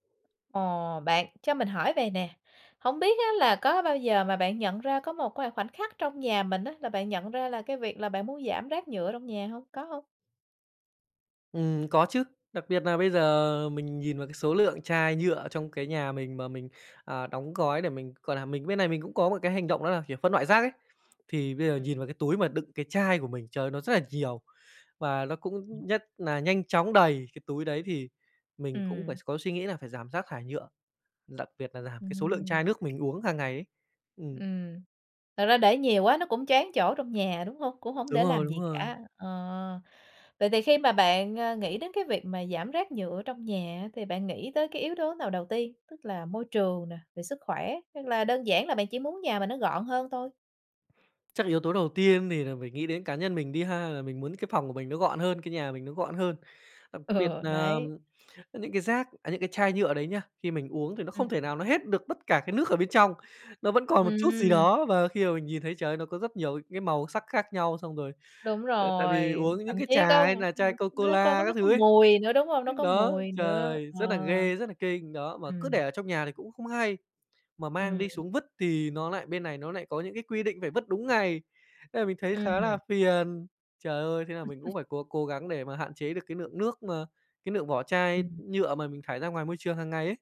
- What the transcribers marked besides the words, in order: tapping; other background noise; unintelligible speech; laughing while speaking: "Ừ"; unintelligible speech; "lượng" said as "nượng"; "lượng" said as "nượng"
- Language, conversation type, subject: Vietnamese, podcast, Bạn làm thế nào để giảm rác thải nhựa trong nhà?
- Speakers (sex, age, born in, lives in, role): female, 35-39, Vietnam, Germany, host; male, 25-29, Vietnam, Japan, guest